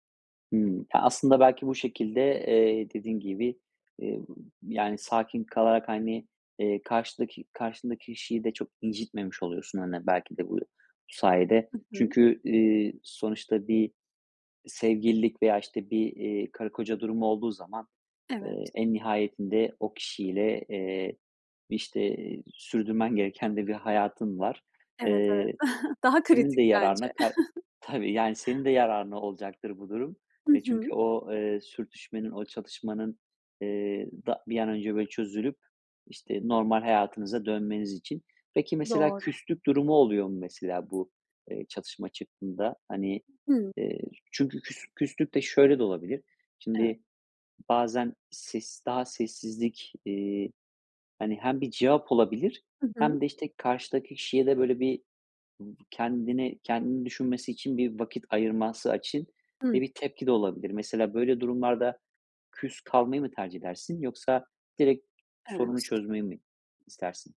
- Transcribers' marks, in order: tapping; other noise; other background noise; chuckle
- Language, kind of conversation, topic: Turkish, podcast, Çatışma çıktığında nasıl sakin kalırsın?